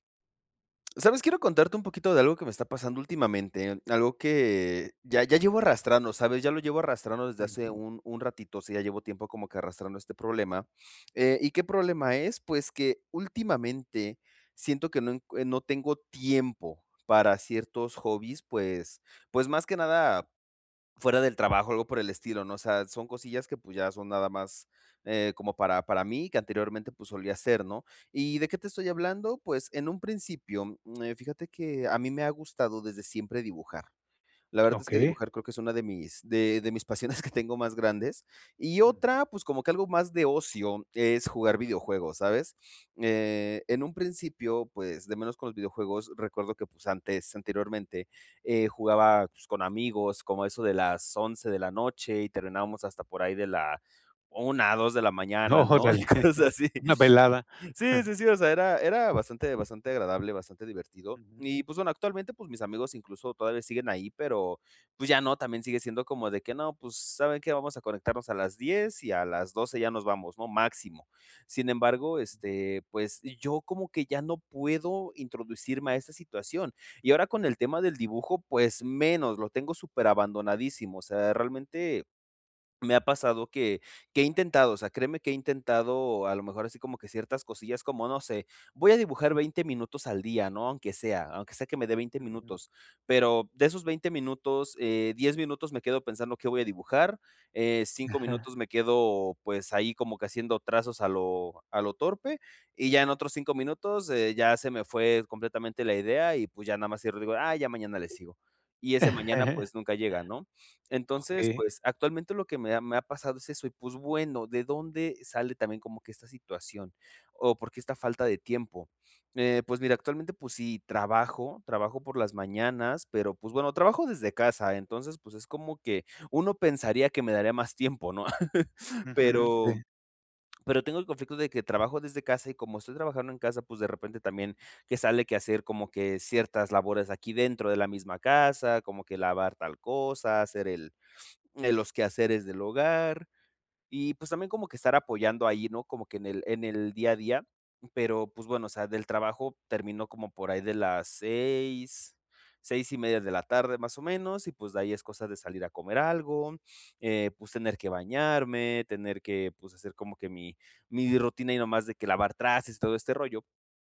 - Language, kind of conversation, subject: Spanish, advice, ¿Cómo puedo hacer tiempo para mis hobbies personales?
- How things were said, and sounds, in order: laughing while speaking: "que tengo"; laughing while speaking: "Y cosas así"; other background noise; laughing while speaking: "¡Órale!"; chuckle; tapping; giggle; chuckle